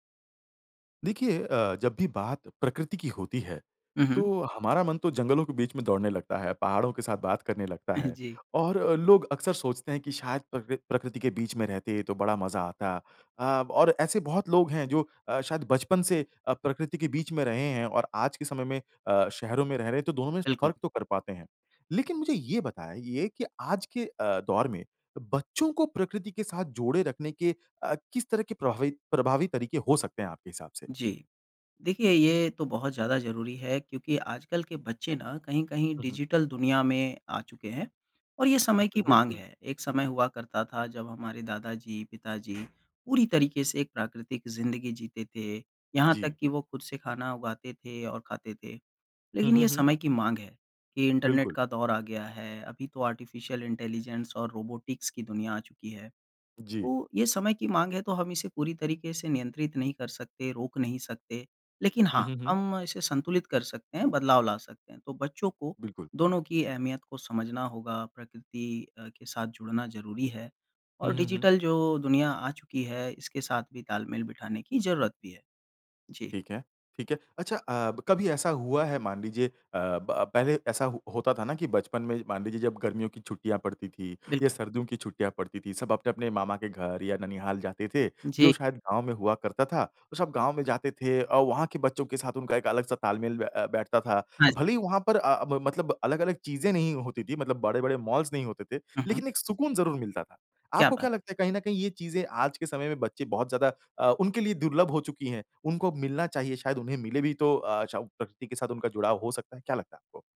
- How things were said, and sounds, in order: chuckle; tapping; in English: "आर्टिफिशियल इंटेलिजेंस"
- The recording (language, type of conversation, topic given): Hindi, podcast, बच्चों को प्रकृति से जोड़े रखने के प्रभावी तरीके